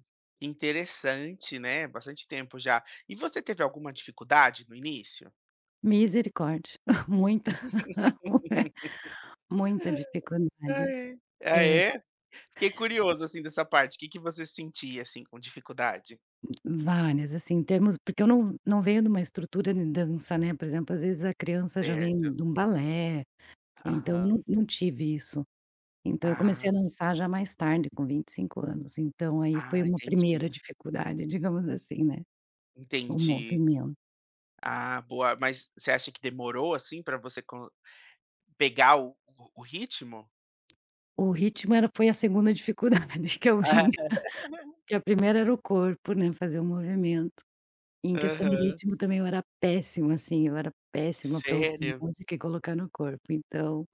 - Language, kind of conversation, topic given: Portuguese, podcast, Como você começou a praticar um hobby pelo qual você é apaixonado(a)?
- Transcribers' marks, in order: tapping; laugh; chuckle; laugh; laughing while speaking: "dificuldade, que é o ginga"; laugh; other background noise